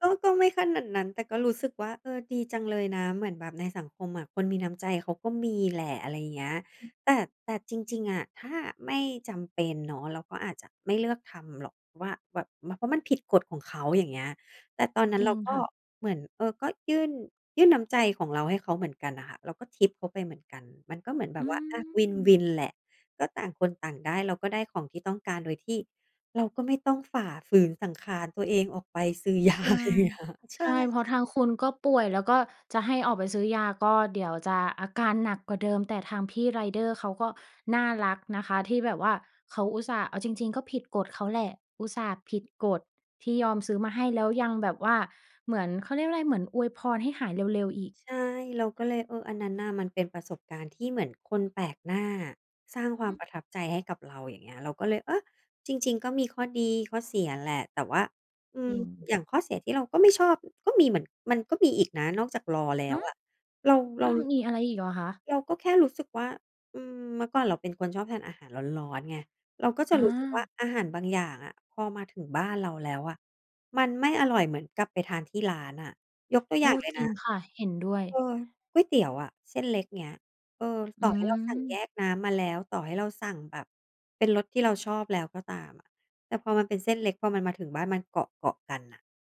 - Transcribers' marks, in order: in English: "วิน ๆ"; laughing while speaking: "ยา อะไรอย่างเงี้ย"
- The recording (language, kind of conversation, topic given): Thai, podcast, คุณใช้บริการส่งอาหารบ่อยแค่ไหน และมีอะไรที่ชอบหรือไม่ชอบเกี่ยวกับบริการนี้บ้าง?